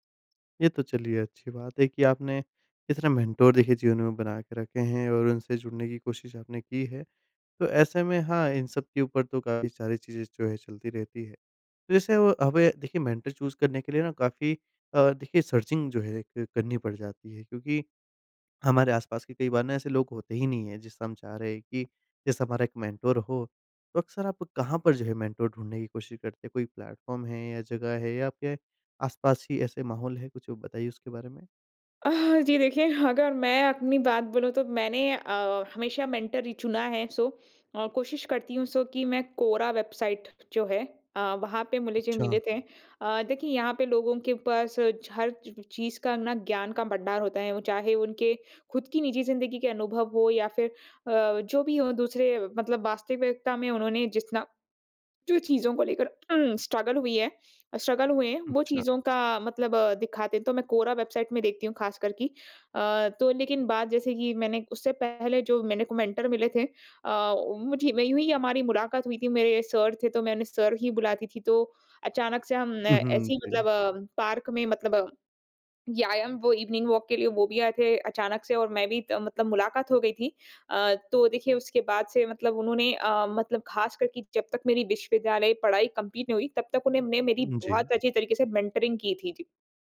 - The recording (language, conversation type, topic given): Hindi, podcast, मेंटर चुनते समय आप किन बातों पर ध्यान देते हैं?
- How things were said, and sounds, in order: in English: "मेंटर"; in English: "मेंटर चूज़"; in English: "सर्चिंग"; in English: "मेंटर"; in English: "मेंटर"; in English: "प्लेटफ़ॉर्म"; in English: "मेंटर"; in English: "सो"; in English: "सो"; throat clearing; in English: "स्ट्रगल"; in English: "स्ट्रगल"; in English: "मेंटर"; in English: "इवनिंग वॉक"; in English: "कंप्लीट"; in English: "मेंटरिंग"